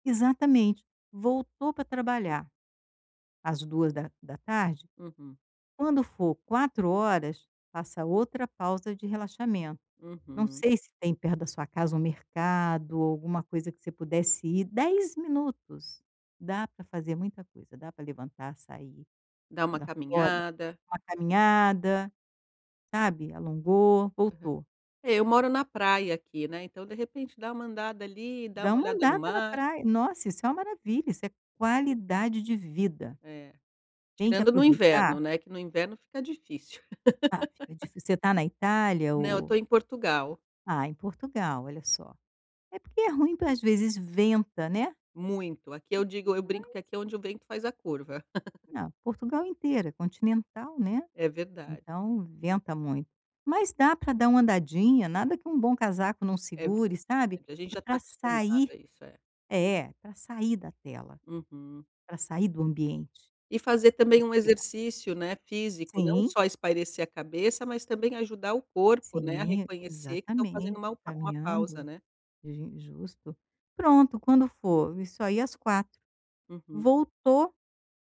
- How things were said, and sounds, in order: laugh; tapping; chuckle
- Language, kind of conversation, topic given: Portuguese, advice, Como posso encontrar pequenos momentos para relaxar ao longo do dia?